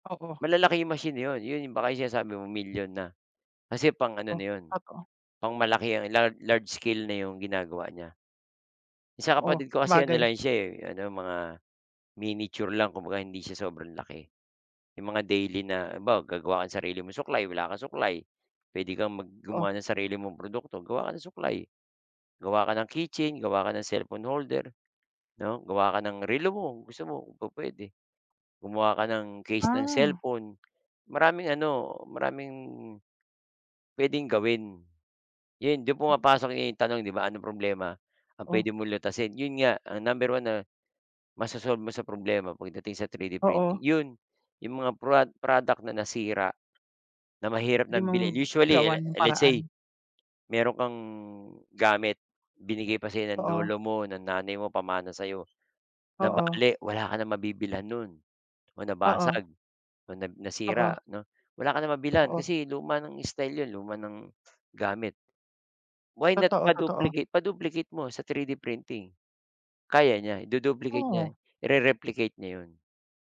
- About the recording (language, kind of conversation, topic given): Filipino, unstructured, Anong problema ang nais mong lutasin sa pamamagitan ng pag-imprenta sa tatlong dimensiyon?
- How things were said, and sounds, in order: tapping